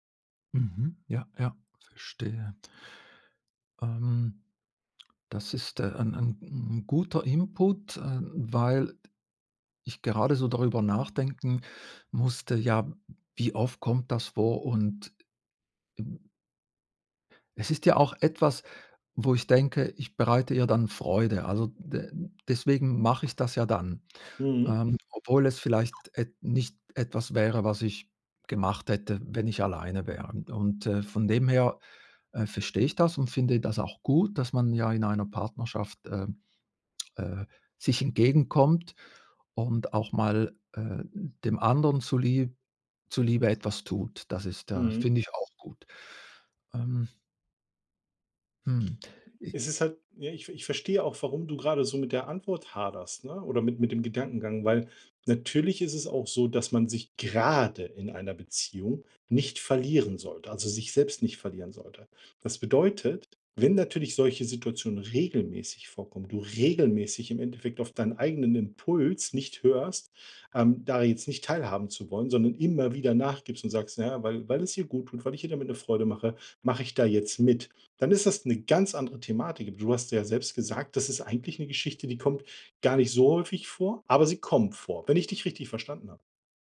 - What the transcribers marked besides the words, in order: other background noise; stressed: "grade"
- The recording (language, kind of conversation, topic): German, advice, Wie kann ich innere Motivation finden, statt mich nur von äußeren Anreizen leiten zu lassen?